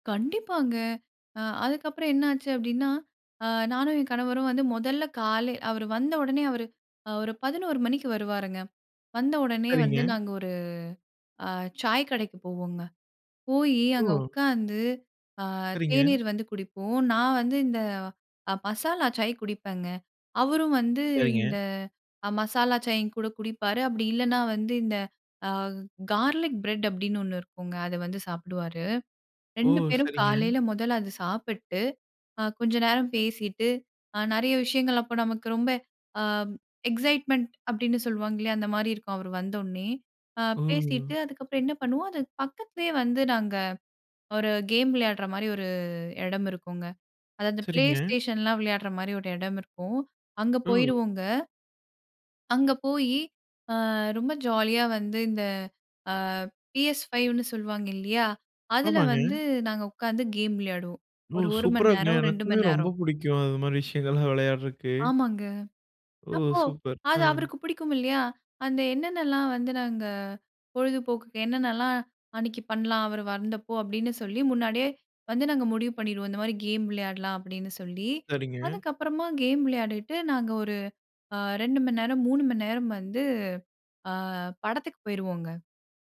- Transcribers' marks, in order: in English: "எக்ஸைட்மென்ட்"; tapping; laughing while speaking: "விஷயங்கள்லாம் விளையாடறக்கு"
- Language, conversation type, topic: Tamil, podcast, அவருடன் உங்களுக்கு நடந்த மறக்க முடியாத தருணம் எது?